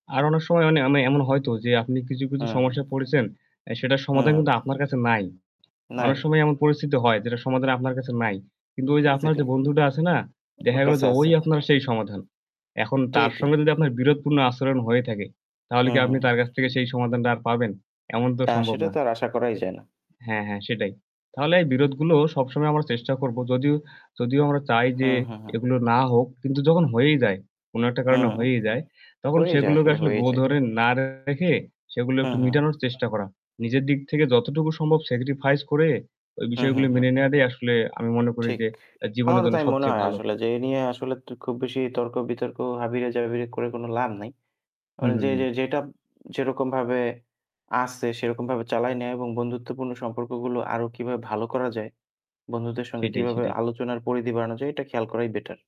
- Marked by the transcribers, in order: static; unintelligible speech; other background noise; distorted speech
- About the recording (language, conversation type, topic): Bengali, unstructured, বন্ধুত্বে মতবিরোধ হলে আপনি সাধারণত কী করেন?
- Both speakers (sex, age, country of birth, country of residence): male, 20-24, Bangladesh, Bangladesh; male, 25-29, Bangladesh, Bangladesh